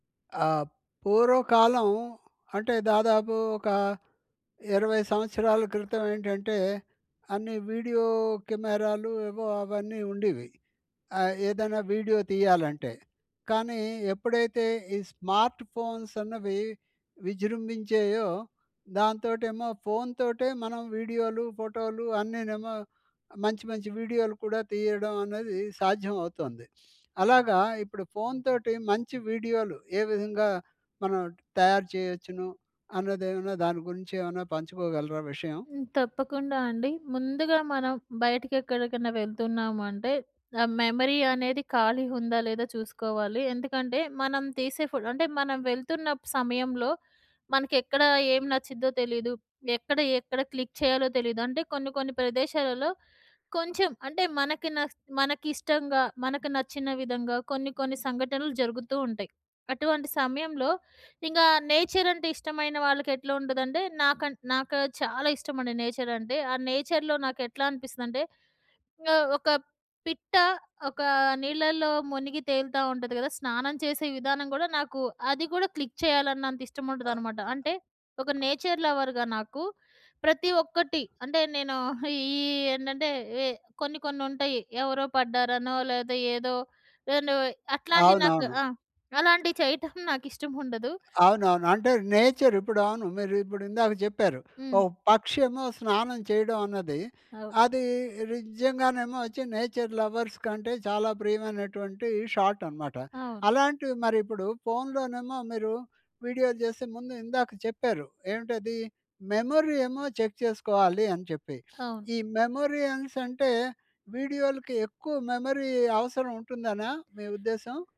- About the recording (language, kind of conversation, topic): Telugu, podcast, ఫోన్‌తో మంచి వీడియోలు ఎలా తీసుకోవచ్చు?
- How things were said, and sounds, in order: in English: "స్మార్ట్‌ఫోన్స్"; sniff; in English: "మెమరీ"; in English: "క్లిక్"; in English: "నేచర్"; in English: "నేచర్"; in English: "నేచర్‍లో"; in English: "క్లిక్"; other background noise; in English: "నేచర్ లవర్‌గా"; tapping; in English: "నేచర్"; in English: "నేచర్ లవర్స్"; in English: "షాట్"; in English: "మెమరీ"; in English: "చెక్"; sniff; in English: "మెమోరి"; in English: "మెమరీ"